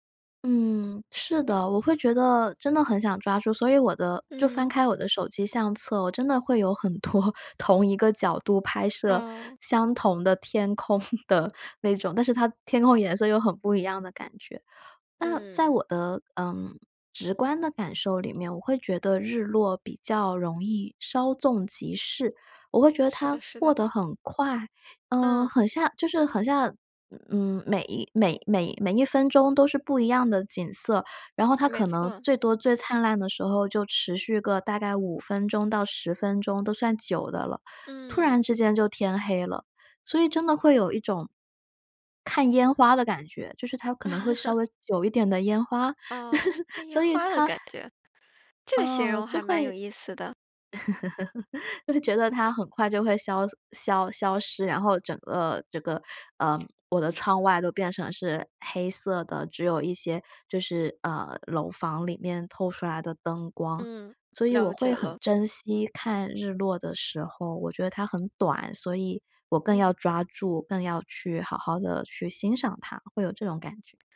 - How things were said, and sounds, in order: laughing while speaking: "多"; laughing while speaking: "空"; laugh; laugh
- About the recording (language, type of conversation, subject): Chinese, podcast, 哪一次你独自去看日出或日落的经历让你至今记忆深刻？